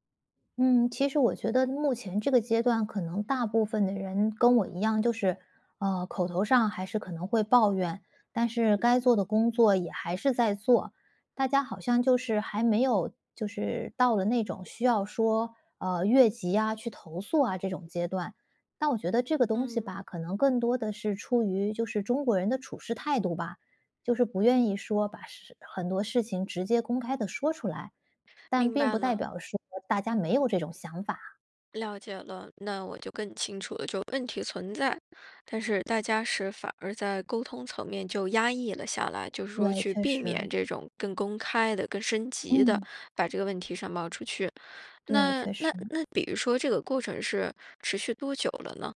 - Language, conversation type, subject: Chinese, advice, 当上司或团队发生重大调整、导致你的工作角色频繁变化时，你该如何应对？
- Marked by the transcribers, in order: other background noise